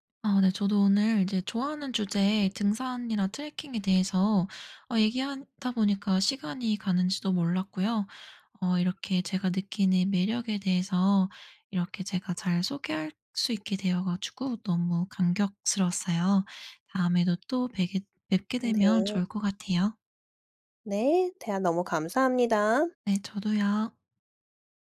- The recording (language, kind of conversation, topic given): Korean, podcast, 등산이나 트레킹은 어떤 점이 가장 매력적이라고 생각하시나요?
- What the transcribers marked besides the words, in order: tapping